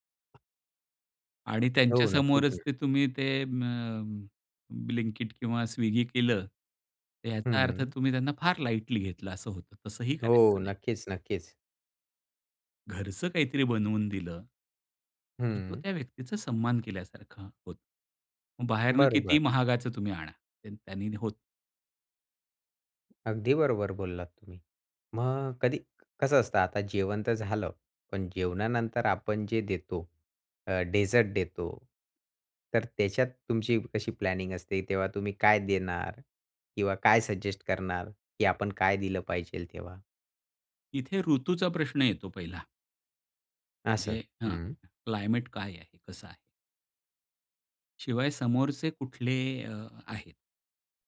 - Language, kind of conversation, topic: Marathi, podcast, तुम्ही पाहुण्यांसाठी मेनू कसा ठरवता?
- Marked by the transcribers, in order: tapping; in English: "लाईटली"; other background noise; in English: "प्लॅनिंग"; other noise